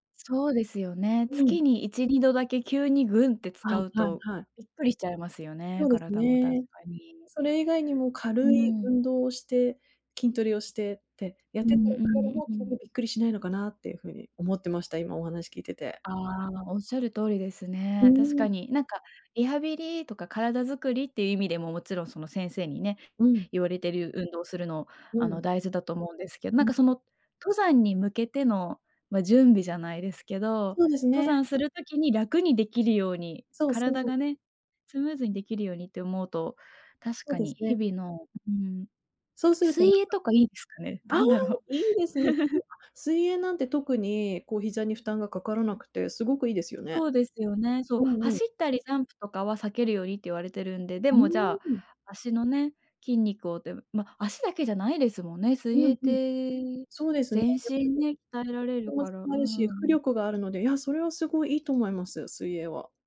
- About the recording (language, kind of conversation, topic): Japanese, advice, 運動後の疲労や慢性的な痛みが続いていて不安ですが、どうすればよいですか？
- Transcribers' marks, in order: distorted speech; unintelligible speech; chuckle; unintelligible speech; tapping